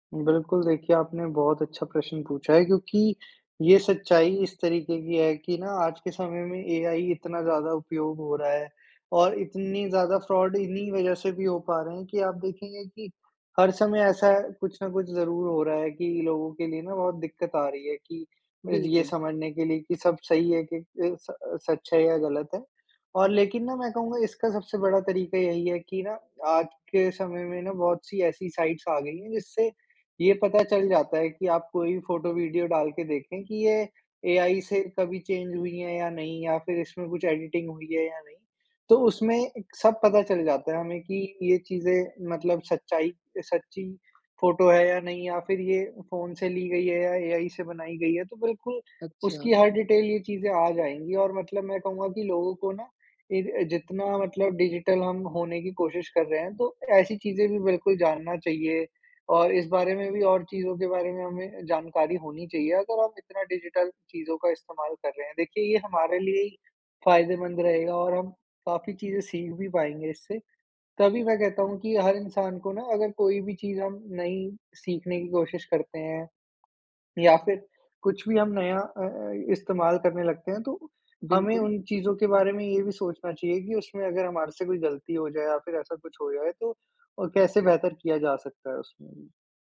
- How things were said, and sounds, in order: in English: "फ्रॉड"; in English: "साइट्स"; in English: "चेंज"; in English: "एडिटिंग"; in English: "डिटेल"; in English: "डिजिटल"; in English: "डिजिटल"
- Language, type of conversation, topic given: Hindi, podcast, ऑनलाइन खबरों की सच्चाई आप कैसे जाँचते हैं?